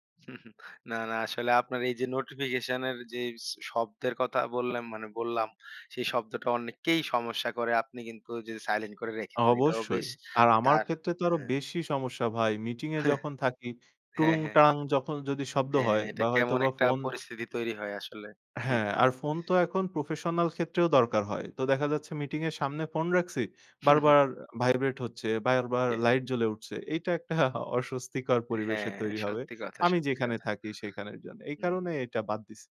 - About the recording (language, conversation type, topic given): Bengali, podcast, কাজের সময় নোটিফিকেশন কীভাবে নিয়ন্ত্রণ করবেন?
- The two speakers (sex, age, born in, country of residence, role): male, 25-29, Bangladesh, Bangladesh, guest; male, 25-29, Bangladesh, Bangladesh, host
- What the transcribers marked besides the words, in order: chuckle; other background noise; chuckle